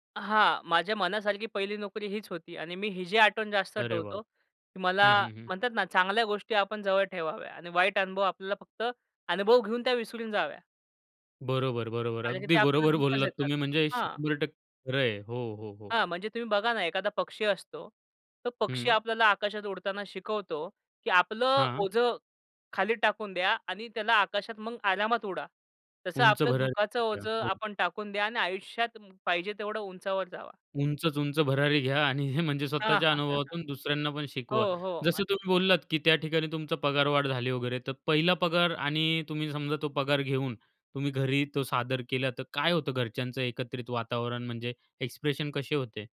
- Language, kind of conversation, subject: Marathi, podcast, पहिली नोकरी लागल्यानंतर तुम्हाला काय वाटलं?
- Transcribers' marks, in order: other background noise; laughing while speaking: "हे"; chuckle; in English: "एक्सप्रेशन"